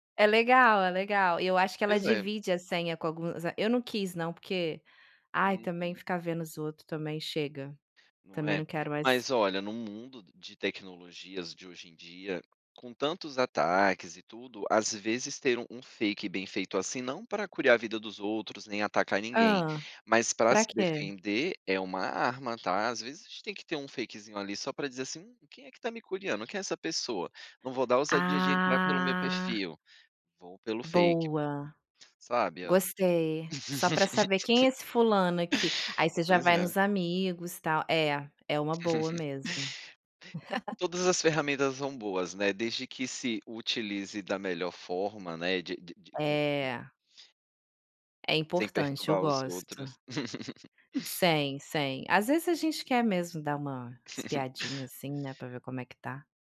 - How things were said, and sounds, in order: in English: "fake"; in English: "fake"; laugh; chuckle; laugh; laugh; laugh
- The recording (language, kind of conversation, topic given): Portuguese, podcast, Como você lida com confirmações de leitura e com o “visto”?